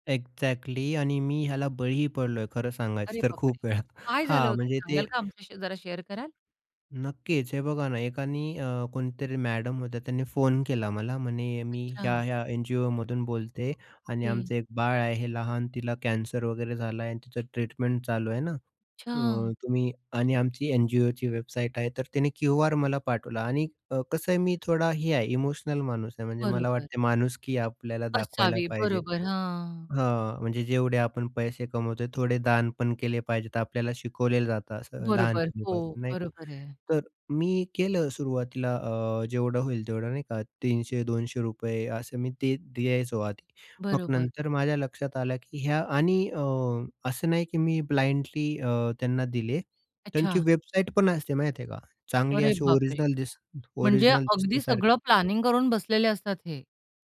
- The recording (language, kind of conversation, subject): Marathi, podcast, विश्वसनीय स्रोत ओळखण्यासाठी तुम्ही काय तपासता?
- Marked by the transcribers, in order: in English: "एक्झॅक्टली"; laughing while speaking: "तर खूप वेळा"; tapping; in English: "शेअर"; in English: "ब्लाइंडली"; in English: "प्लॅनिंग"